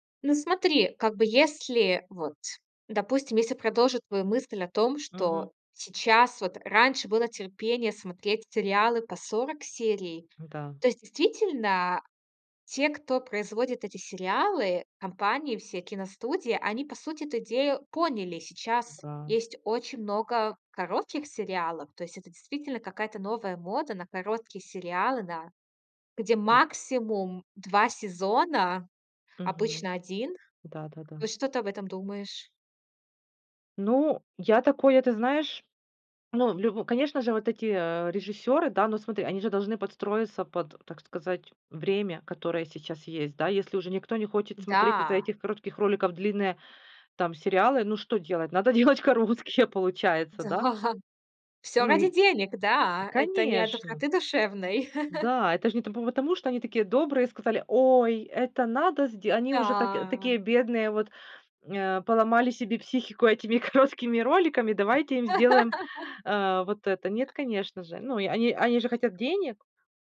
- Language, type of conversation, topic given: Russian, podcast, Как социальные сети влияют на то, что мы смотрим?
- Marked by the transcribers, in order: other background noise; laughing while speaking: "надо делать короткие"; laughing while speaking: "Да"; chuckle; drawn out: "Да"; laughing while speaking: "короткими роликами"; laugh; other noise